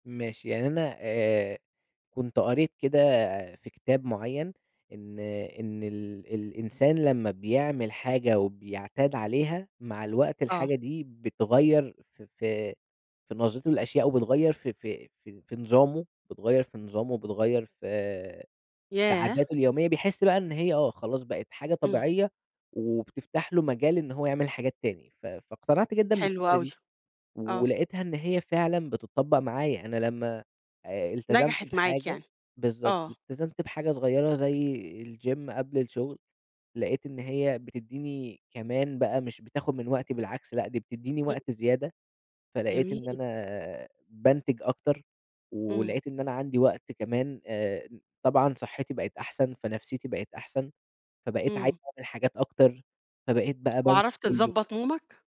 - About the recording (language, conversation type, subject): Arabic, podcast, إنت بتدي لنفسك وقت كل يوم؟ وبتعمل فيه إيه؟
- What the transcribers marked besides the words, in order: in English: "الgym"; unintelligible speech; tapping; unintelligible speech